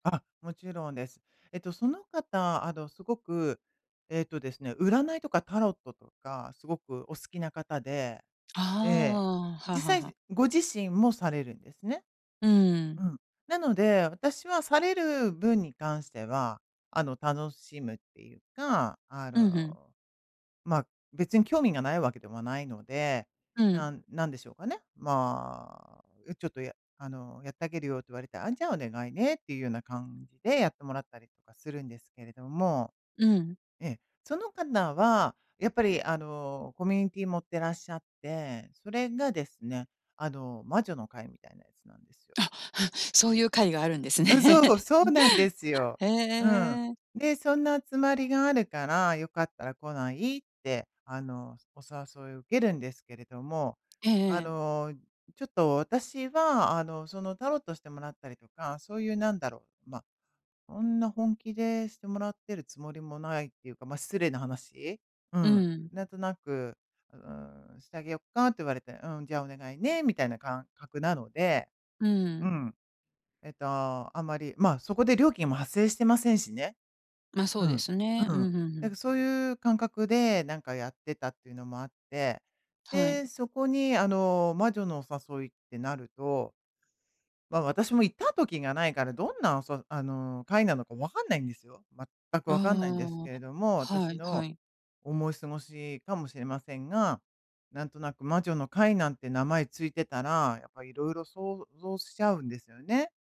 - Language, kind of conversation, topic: Japanese, advice, 友人の集まりで気まずい雰囲気を避けるにはどうすればいいですか？
- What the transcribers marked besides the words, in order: exhale; laughing while speaking: "ね"; chuckle; other background noise